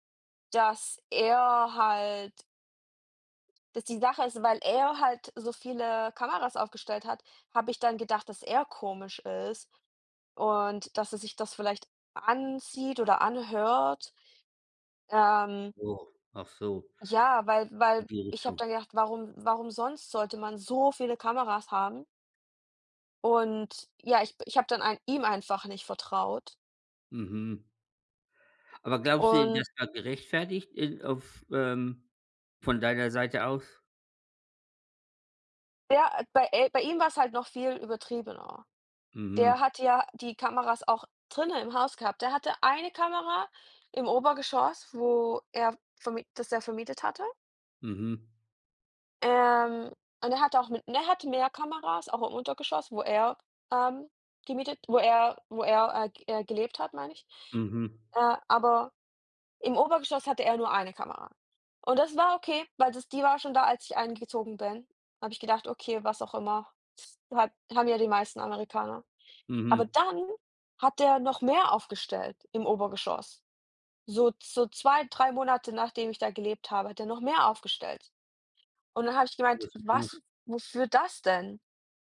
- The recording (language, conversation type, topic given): German, unstructured, Wie stehst du zur technischen Überwachung?
- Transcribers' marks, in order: stressed: "so"